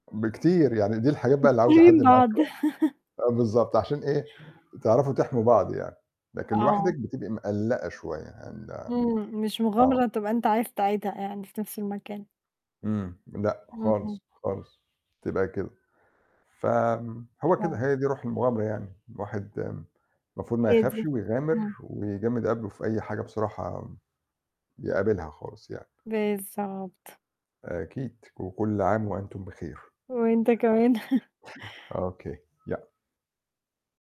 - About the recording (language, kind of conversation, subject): Arabic, unstructured, إزاي تقنع صحابك يجربوا مغامرة جديدة رغم خوفهم؟
- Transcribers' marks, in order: laugh; unintelligible speech; other background noise; tapping; laugh; chuckle